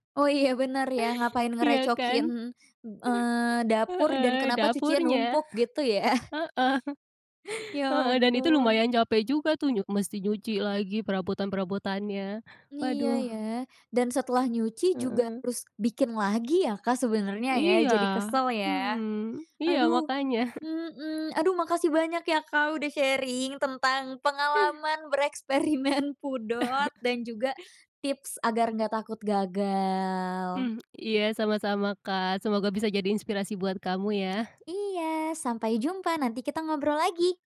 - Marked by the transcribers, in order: laugh; laughing while speaking: "Heeh"; laughing while speaking: "ya?"; "harus" said as "rus"; chuckle; in English: "sharing"; inhale; laughing while speaking: "bereksperimen"; chuckle; tongue click; drawn out: "gagal"; tapping
- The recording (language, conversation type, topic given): Indonesian, podcast, Apa tipsmu untuk bereksperimen tanpa takut gagal?